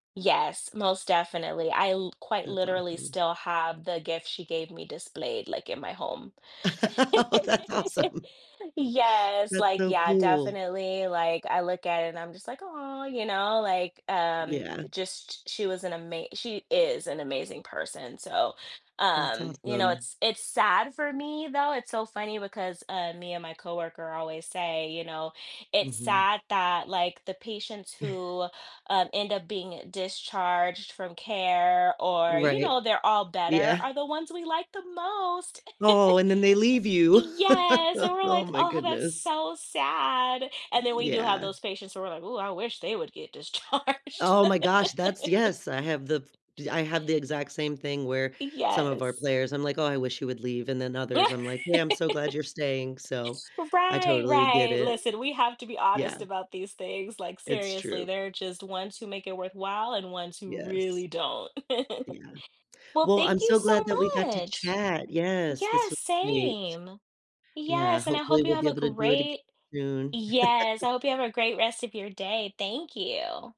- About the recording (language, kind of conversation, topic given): English, unstructured, What do you like most about your job?
- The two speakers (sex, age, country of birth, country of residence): female, 40-44, United States, United States; female, 40-44, United States, United States
- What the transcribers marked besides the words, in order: chuckle; laughing while speaking: "Oh, that's awesome"; laugh; chuckle; other background noise; chuckle; tapping; chuckle; laughing while speaking: "discharged"; laugh; laugh; chuckle; chuckle